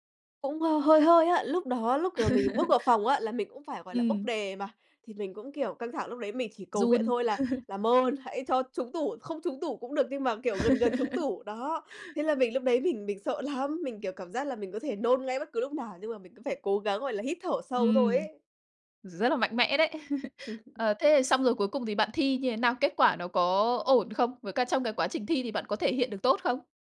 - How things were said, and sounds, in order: laugh; tapping; laugh; laugh; other background noise; laugh
- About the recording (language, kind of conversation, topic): Vietnamese, podcast, Bạn có thể kể về một lần bạn cảm thấy mình thật can đảm không?